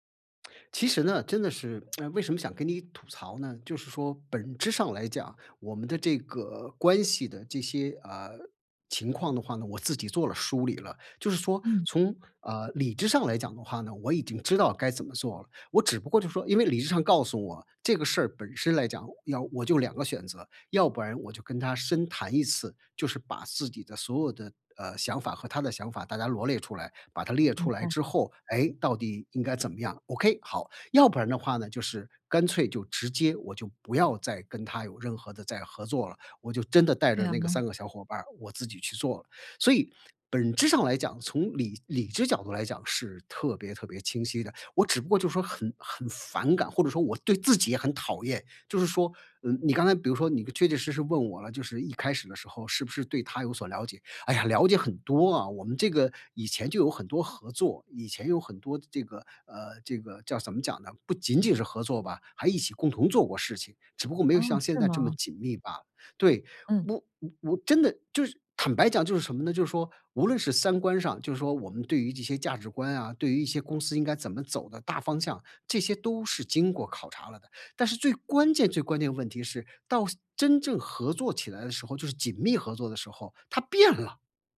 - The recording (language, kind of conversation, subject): Chinese, advice, 我如何在创业初期有效组建并管理一支高效团队？
- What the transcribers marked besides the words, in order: lip smack; unintelligible speech